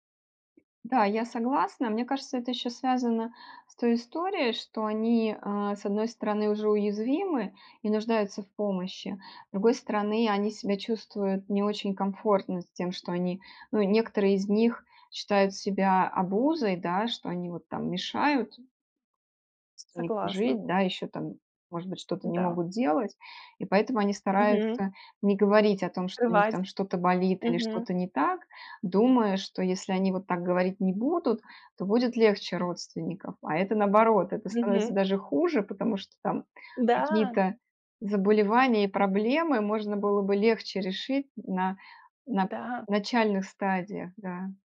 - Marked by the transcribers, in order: tapping
- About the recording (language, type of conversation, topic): Russian, podcast, Как вы поддерживаете связь с бабушками и дедушками?